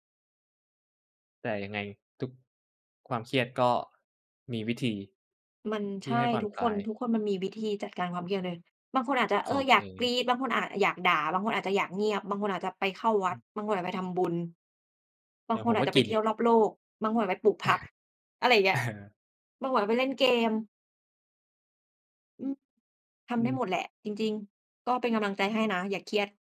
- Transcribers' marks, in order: chuckle
- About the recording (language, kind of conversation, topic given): Thai, unstructured, คุณมีวิธีจัดการกับความเครียดอย่างไร?